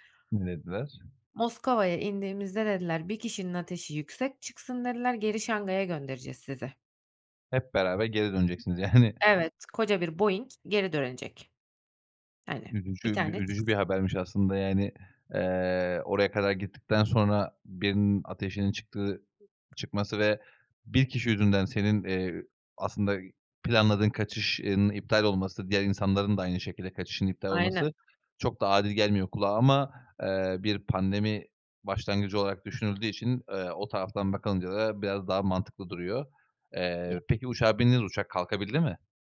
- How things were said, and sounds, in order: laughing while speaking: "yani"; tapping; other background noise
- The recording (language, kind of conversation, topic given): Turkish, podcast, Uçağı kaçırdığın bir anın var mı?
- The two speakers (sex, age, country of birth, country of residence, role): female, 30-34, Turkey, Netherlands, guest; male, 30-34, Turkey, Bulgaria, host